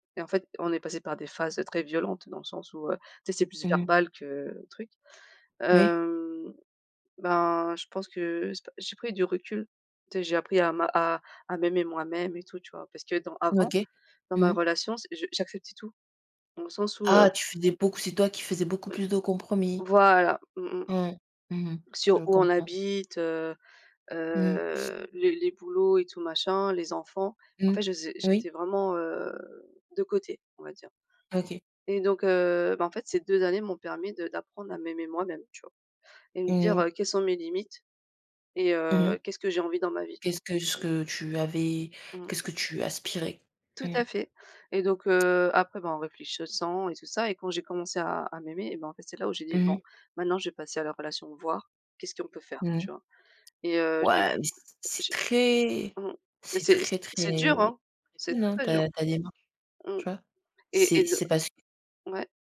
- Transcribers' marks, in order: drawn out: "Hem"; drawn out: "heu"; unintelligible speech; tapping
- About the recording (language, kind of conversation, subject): French, unstructured, Penses-tu que tout le monde mérite une seconde chance ?
- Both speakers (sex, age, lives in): female, 20-24, France; female, 35-39, France